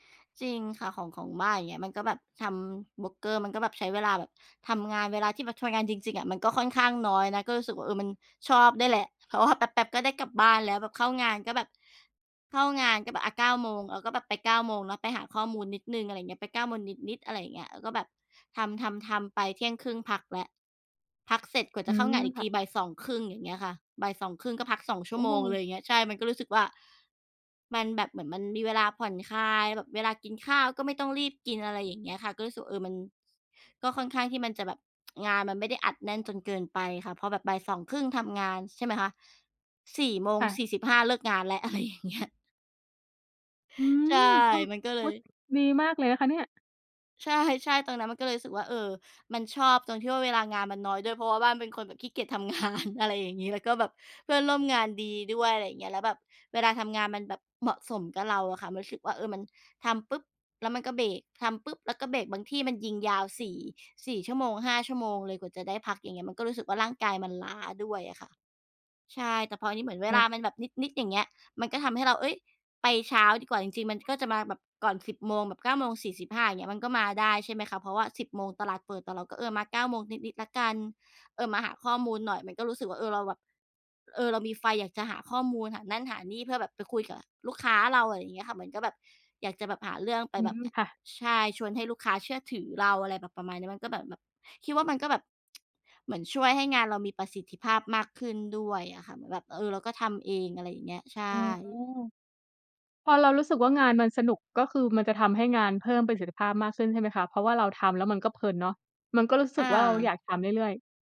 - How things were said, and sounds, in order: tsk; laughing while speaking: "อะไรอย่างเงี้ย"; laughing while speaking: "งาน"; tapping; tsk
- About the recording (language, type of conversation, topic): Thai, unstructured, คุณทำส่วนไหนของงานแล้วรู้สึกสนุกที่สุด?